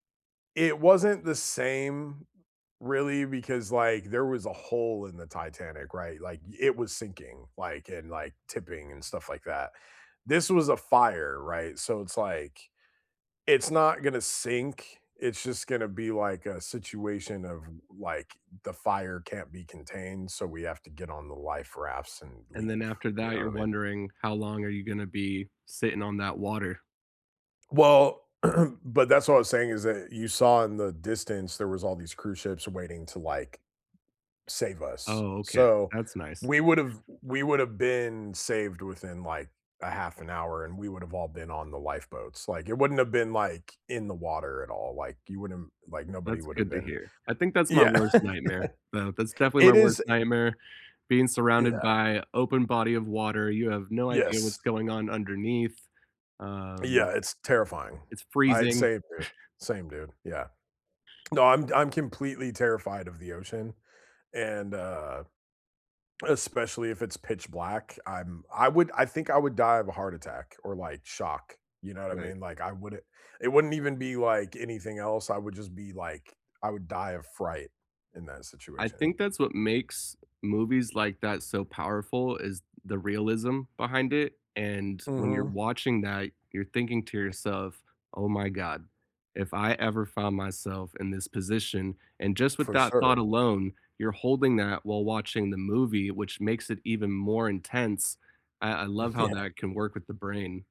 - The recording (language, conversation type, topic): English, unstructured, What is the most emotional scene you have ever seen in a movie or TV show?
- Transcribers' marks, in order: tapping; throat clearing; other background noise; chuckle; chuckle; chuckle; alarm; laughing while speaking: "Yeah"